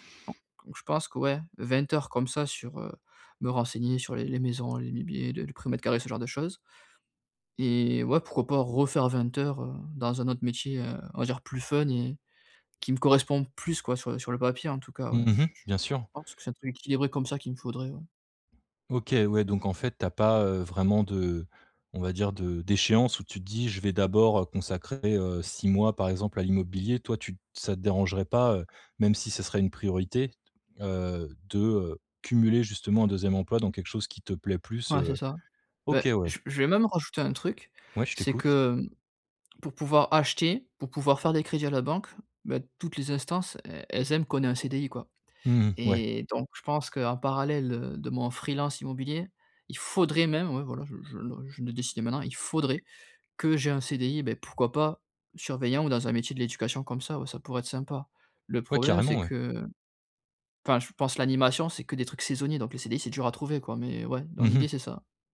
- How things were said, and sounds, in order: none
- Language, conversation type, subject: French, advice, Comment puis-je clarifier mes valeurs personnelles pour choisir un travail qui a du sens ?